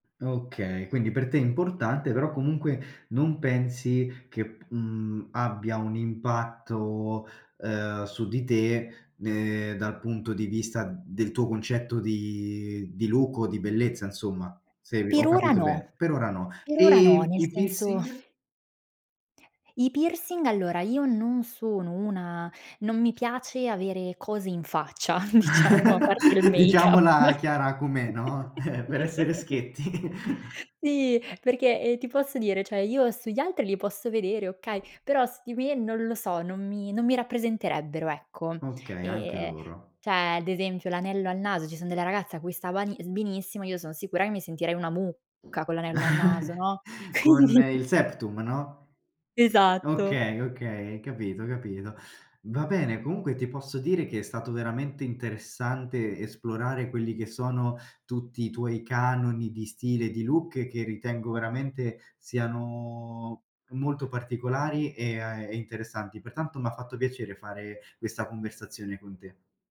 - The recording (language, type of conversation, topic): Italian, podcast, Preferisci seguire le tendenze o creare un look tutto tuo?
- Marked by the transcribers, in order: drawn out: "di"; tapping; other background noise; laugh; laughing while speaking: "diciamo, a parte il make-up"; chuckle; giggle; chuckle; "cioè" said as "ceh"; "cioè" said as "ceh"; "benissimo" said as "sbenissimo"; chuckle; laughing while speaking: "quindi"; drawn out: "siano"